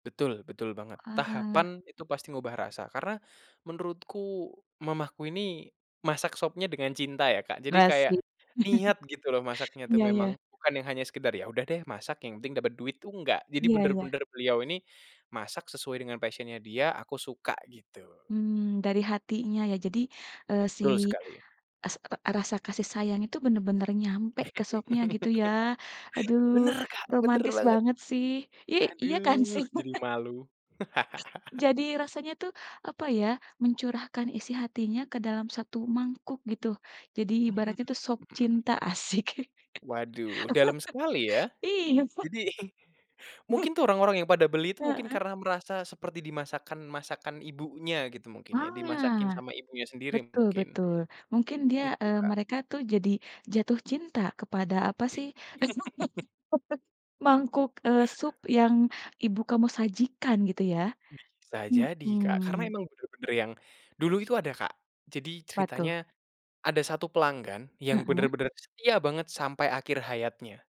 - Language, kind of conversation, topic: Indonesian, podcast, Ceritakan makanan rumahan yang selalu bikin kamu nyaman, kenapa begitu?
- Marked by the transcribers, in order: chuckle; in English: "passion-nya"; laugh; unintelligible speech; chuckle; laugh; other background noise; chuckle; laugh; laughing while speaking: "Iya"; laughing while speaking: "Bukan"; laugh